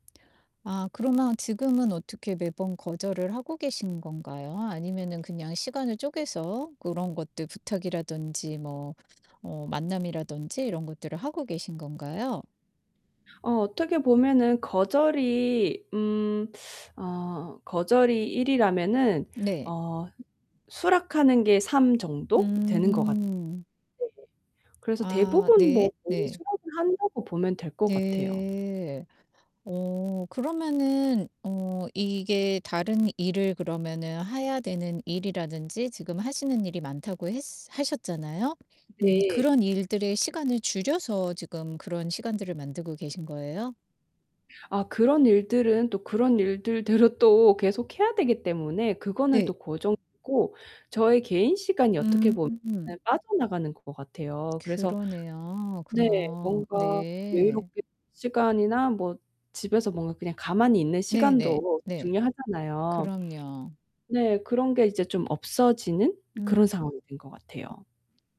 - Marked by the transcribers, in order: static; tapping; laughing while speaking: "일들대로"; distorted speech
- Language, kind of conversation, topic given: Korean, advice, 타인의 기대에 맞추느라 내 시간이 사라졌던 경험을 설명해 주실 수 있나요?
- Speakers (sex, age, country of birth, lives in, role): female, 30-34, South Korea, United States, user; female, 50-54, South Korea, United States, advisor